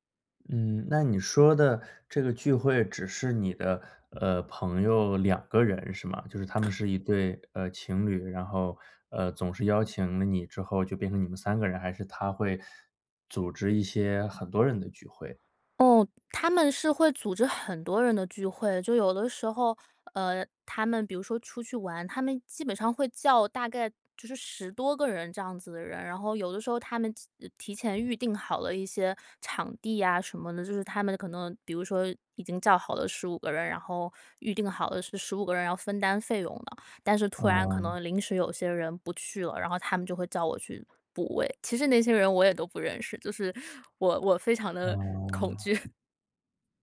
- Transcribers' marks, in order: other noise; other background noise; tapping; teeth sucking; laughing while speaking: "惧"
- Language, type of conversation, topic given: Chinese, advice, 被强迫参加朋友聚会让我很疲惫